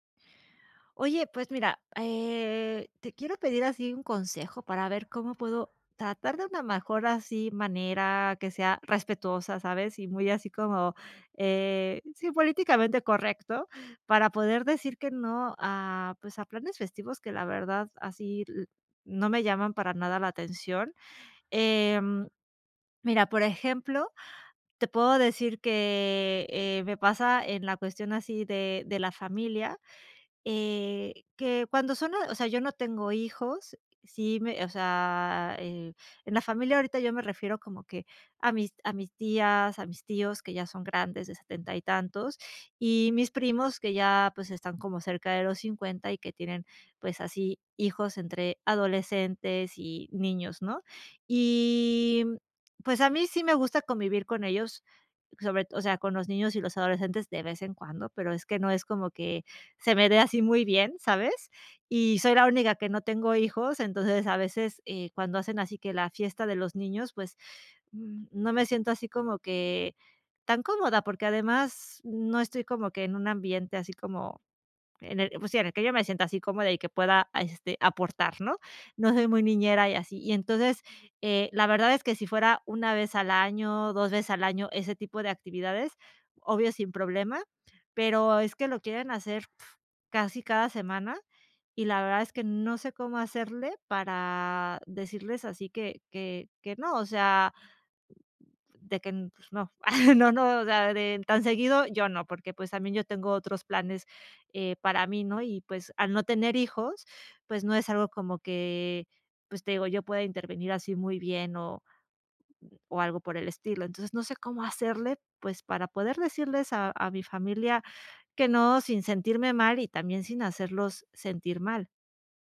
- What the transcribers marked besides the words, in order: drawn out: "Y"; other background noise
- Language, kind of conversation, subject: Spanish, advice, ¿Cómo puedo decir que no a planes festivos sin sentirme mal?